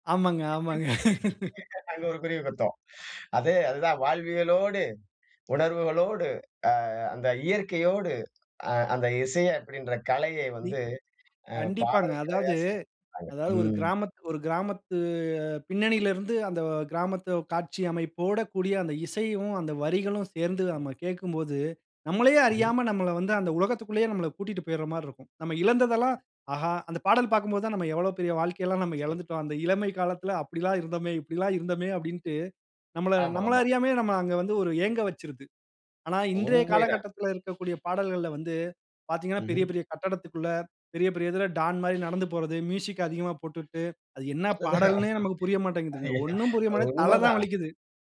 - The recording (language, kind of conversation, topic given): Tamil, podcast, கடந்த கால பாடல்களை இப்போது மீண்டும் கேட்கத் தூண்டும் காரணங்கள் என்ன?
- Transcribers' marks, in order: unintelligible speech; laugh; drawn out: "கிராமத்து"; laughing while speaking: "அதுதான் அதேதான்"